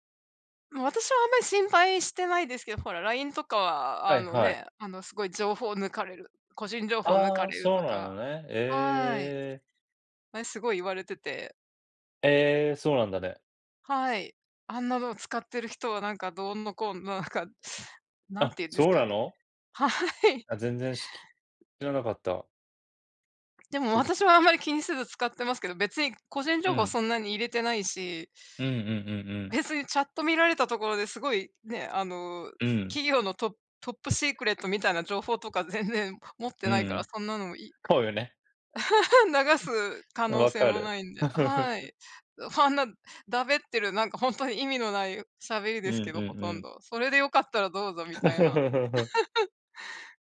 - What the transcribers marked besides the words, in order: other background noise; laughing while speaking: "はい"; tapping; laugh; chuckle; chuckle; laugh
- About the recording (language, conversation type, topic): Japanese, unstructured, 技術の進歩によって幸せを感じたのはどんなときですか？